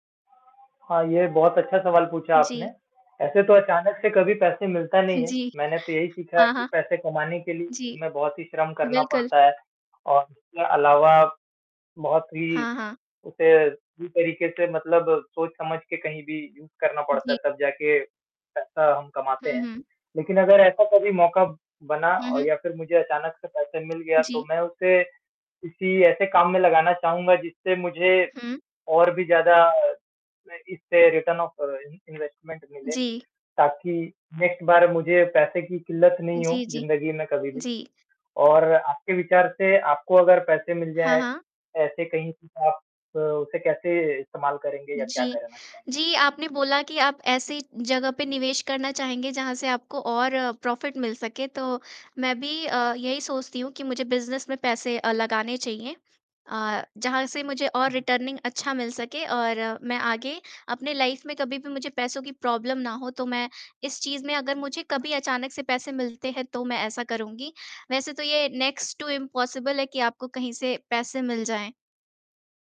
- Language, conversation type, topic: Hindi, unstructured, अगर आपको अचानक बहुत सारा पैसा मिल जाए, तो आप क्या करना चाहेंगे?
- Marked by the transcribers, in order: static; other background noise; distorted speech; in English: "यूज़"; in English: "रिटर्न ऑफ"; in English: "इन इन्वेस्टमेंट"; in English: "नेक्स्ट"; tapping; in English: "प्रॉफिट"; in English: "बिज़नेस"; in English: "रिटर्निंग"; in English: "लाइफ"; in English: "प्रॉब्लम"; in English: "नेक्स्ट टू इम्पॉसिबल"